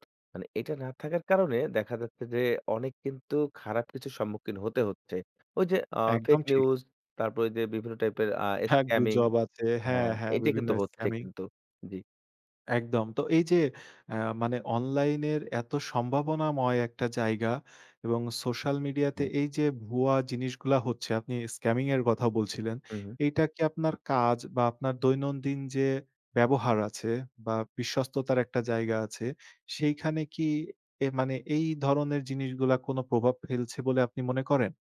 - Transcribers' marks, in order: tapping
- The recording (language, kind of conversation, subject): Bengali, podcast, সোশ্যাল মিডিয়া কীভাবে আপনার কাজকে বদলে দেয়?